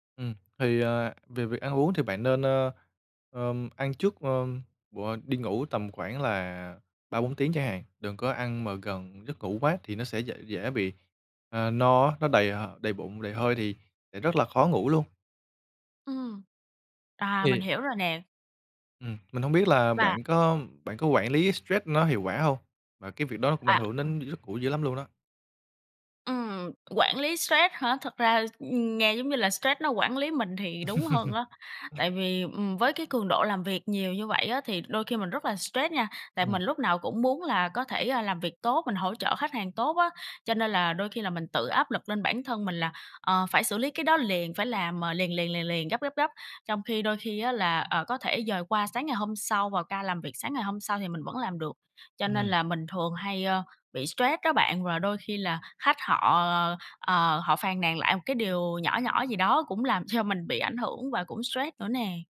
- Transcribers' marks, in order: tapping; other background noise; laugh; laughing while speaking: "cho"
- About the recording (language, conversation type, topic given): Vietnamese, advice, Vì sao tôi vẫn mệt mỏi kéo dài dù ngủ đủ giấc và nghỉ ngơi cuối tuần mà không đỡ hơn?